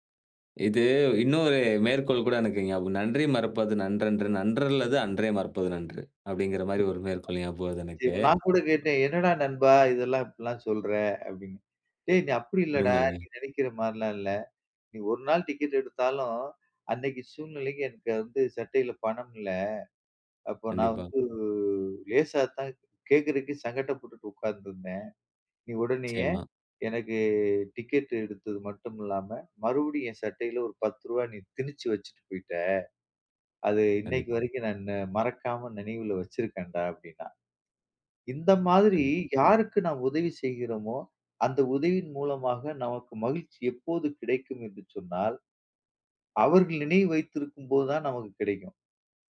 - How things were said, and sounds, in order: other noise; tapping; drawn out: "வந்து"; drawn out: "எனக்கு"; "நிச்சயமா" said as "ச்சயமா"; joyful: "அவர்கள் நினைவு வைத்திருக்கும் போது தான் நமக்கு கிடைக்கும்"
- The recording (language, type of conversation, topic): Tamil, podcast, இதைச் செய்வதால் உங்களுக்கு என்ன மகிழ்ச்சி கிடைக்கிறது?